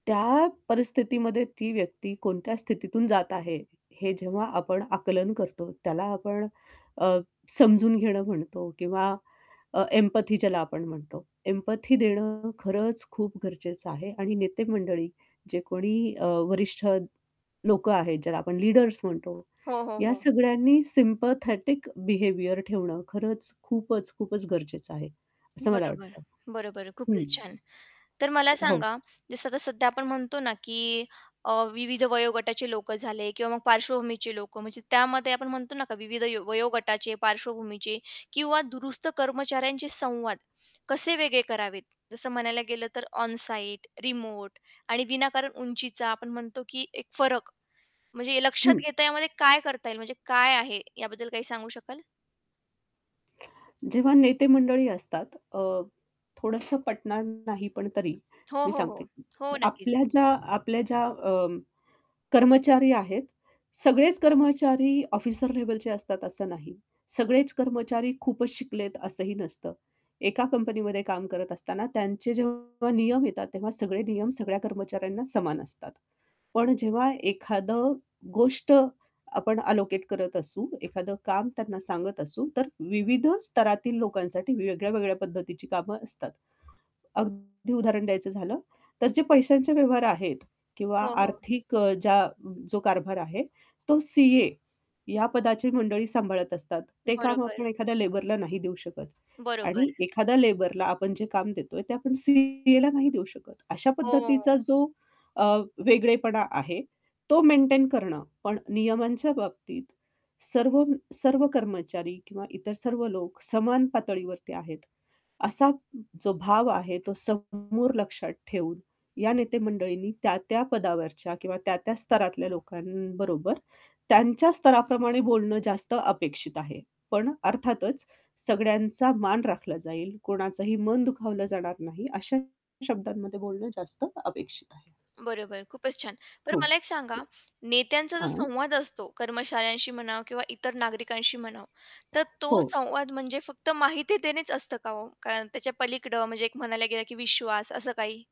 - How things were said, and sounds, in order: static; in English: "एम्पथी"; in English: "एम्पथी"; distorted speech; in English: "सिम्पॅथेटिक बिहेवियर"; background speech; mechanical hum; in English: "अलोकेट"; tapping; other background noise; in English: "लेबरला"; in English: "लेबरला"
- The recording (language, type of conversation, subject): Marathi, podcast, नेत्यांनी कर्मचाऱ्यांशी संवाद कसा साधायला हवा, असं तुम्हाला वाटतं?